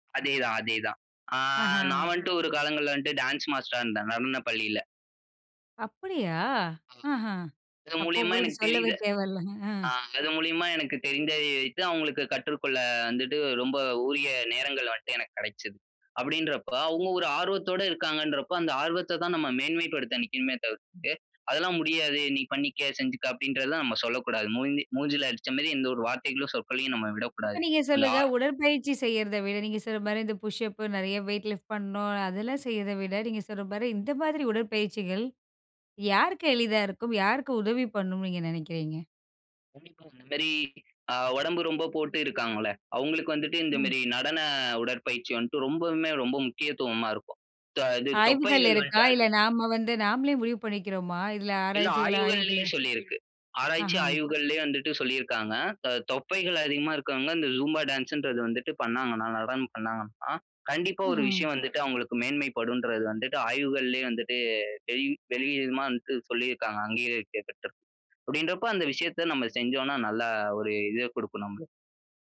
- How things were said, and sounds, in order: drawn out: "அ"; in English: "டான்ஸ் மாஸ்டரா"; chuckle; "வந்துட்டு" said as "வண்ட்டு"; "நினைக்கணுமே" said as "நிக்கணுமே"; in English: "புஷ்அப்"; in English: "வெயிட் லிஃப்ட்"; in English: "ஜும்பா டான்ஸ்ன்றது"; unintelligible speech
- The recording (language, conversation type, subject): Tamil, podcast, உடற்பயிற்சி தொடங்க உங்களைத் தூண்டிய அனுபவக் கதை என்ன?